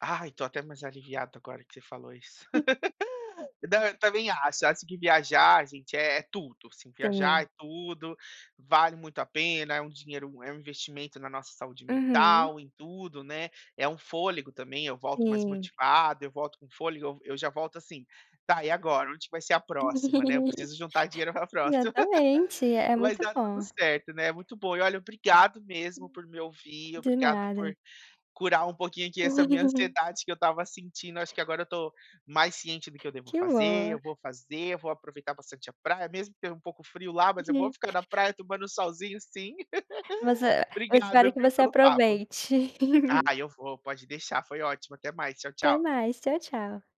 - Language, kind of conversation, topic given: Portuguese, advice, Como posso equilibrar descanso e passeios nas minhas férias sem me sentir culpado?
- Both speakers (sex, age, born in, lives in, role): female, 20-24, Brazil, United States, advisor; male, 30-34, Brazil, United States, user
- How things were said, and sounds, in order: chuckle; laugh; laugh; other noise; laugh; other background noise; tapping; laugh; laugh